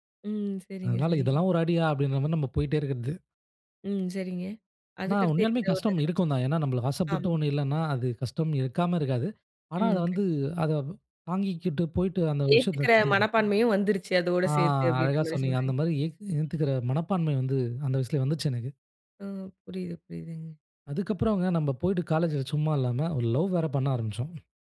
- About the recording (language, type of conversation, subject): Tamil, podcast, குடும்பம் உங்கள் முடிவுக்கு எப்படி பதிலளித்தது?
- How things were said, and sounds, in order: other background noise; horn